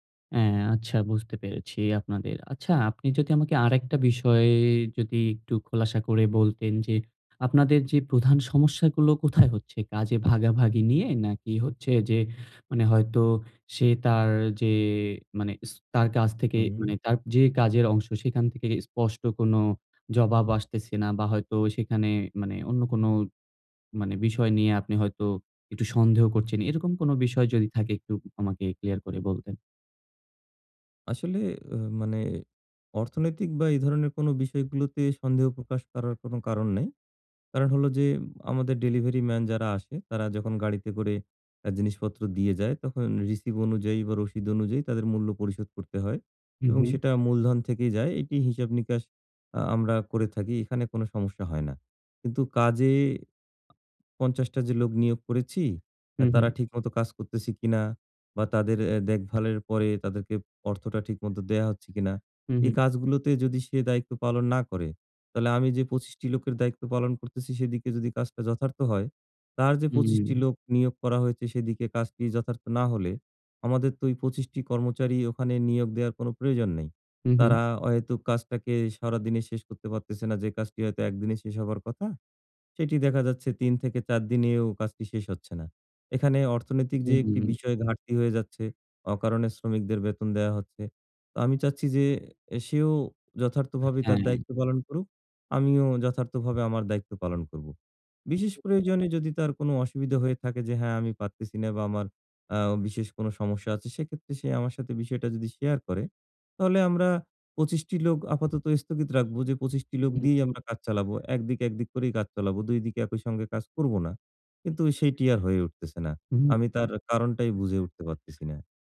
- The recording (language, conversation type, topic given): Bengali, advice, সহকর্মীর সঙ্গে কাজের সীমা ও দায়িত্ব কীভাবে নির্ধারণ করা উচিত?
- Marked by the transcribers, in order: in English: "রিসিভ"